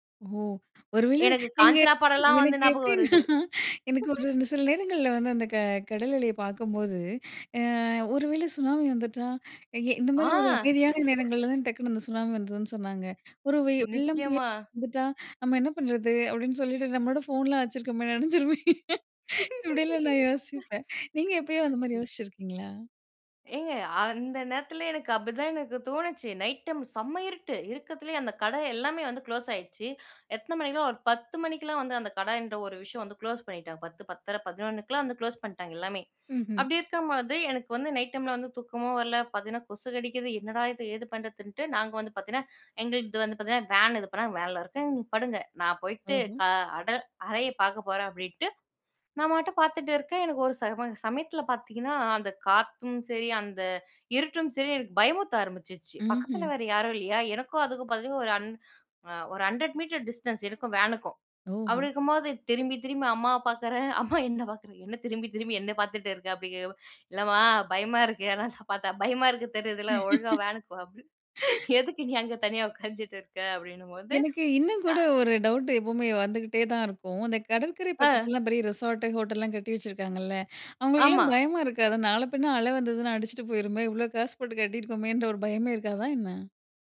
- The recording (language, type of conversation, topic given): Tamil, podcast, கடலின் அலையை பார்க்கும்போது உங்களுக்கு என்ன நினைவுகள் உண்டாகும்?
- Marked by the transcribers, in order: laughing while speaking: "எப்டின்னா"; chuckle; chuckle; afraid: "ஒருவேளை சுனாமி வந்துட்டா, எங்க இந்த … நம்ப என்ன பண்றது?"; chuckle; laughing while speaking: "அப்டின்னு சொல்லிட்டு நம்பளோட ஃபோன்லாம் வச்சுருக்கோமே … அந்த மாரி யோசிச்சுருக்கீங்களா?"; laugh; other background noise; in English: "நைட் டைம்"; "இருட்டுல்லேயே" said as "இருக்கத்திலயே"; "இருக்கும்பொழுது" said as "இருக்கம்பொழுது"; in English: "நைட் டைம்ல"; afraid: "அந்த காத்தும் சரி, அந்த இருட்டும் … வேற யாரும் இல்லையா?"; in English: "அன் அ ஒரு ஹண்ட்ரட் மீட்டர் டிஸ்டன்ஸ்"; afraid: "இல்லம்மா பயமா இருக்கு, எதனாச்சு பாத்தா, பயமா இருக்கு. தெரியுதுல ஒழுங்கா வேனுக்கு வா"; laughing while speaking: "இல்லம்மா பயமா இருக்கு, எதனாச்சு பாத்தா, பயமா இருக்கு. தெரியுதுல ஒழுங்கா வேனுக்கு வா"; chuckle; exhale; chuckle; "உட்காந்துருக்க" said as "உக்காஞ்சுட்ருக்க"; in English: "ரெசார்ட்டு"; afraid: "அவங்களுக்கெல்லாம் பயமா இருக்காதா? நாள பின்ன … பயமே இருக்காதா என்ன?"